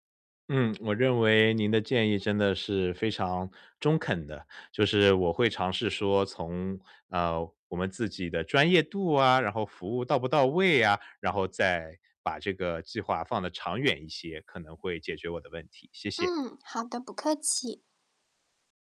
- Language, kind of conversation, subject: Chinese, advice, 我在追求大目标时，怎样才能兼顾雄心并保持耐心？
- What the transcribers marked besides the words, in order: static; distorted speech